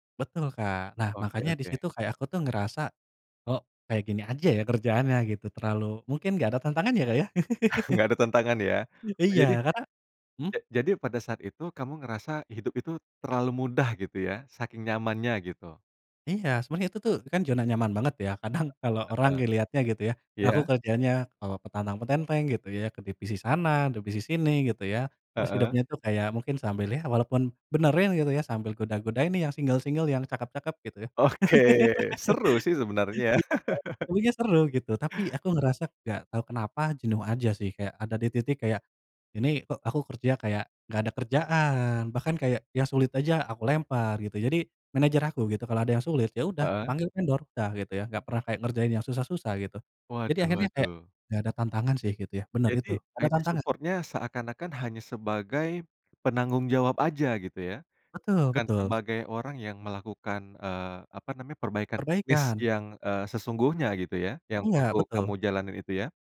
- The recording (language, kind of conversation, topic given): Indonesian, podcast, Kapan kamu tahu bahwa sudah saatnya keluar dari zona nyaman?
- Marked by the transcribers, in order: chuckle; other background noise; in English: "single-single"; laugh; in English: "IT support-nya"